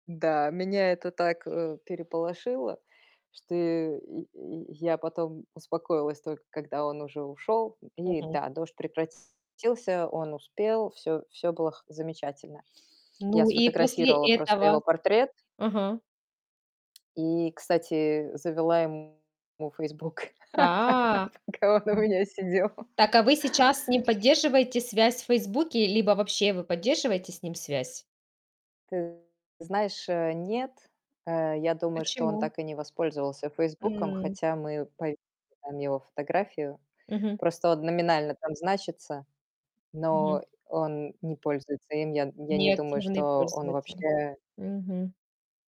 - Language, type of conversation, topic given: Russian, podcast, Какое знакомство с местными запомнилось вам навсегда?
- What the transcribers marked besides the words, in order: other background noise; distorted speech; tapping; drawn out: "А"; other noise; laugh; laughing while speaking: "пока он у меня сидел"